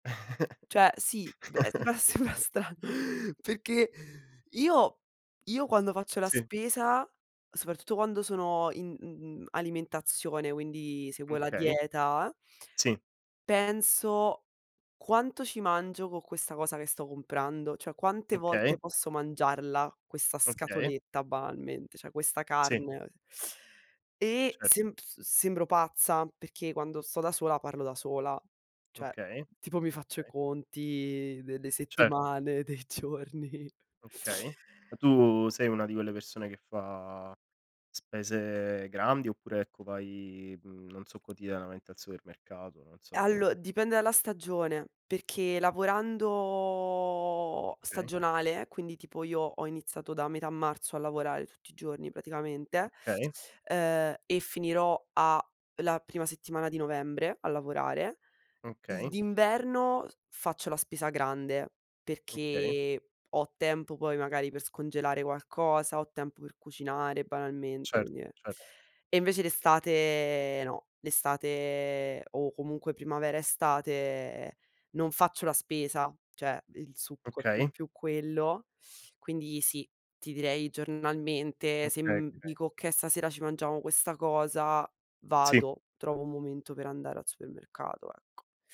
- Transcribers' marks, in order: chuckle; laughing while speaking: "seba sembra stra"; other background noise; laughing while speaking: "giorni"; drawn out: "lavorando"
- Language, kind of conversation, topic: Italian, unstructured, Se potessi leggere la mente delle persone per un giorno, come useresti questa capacità?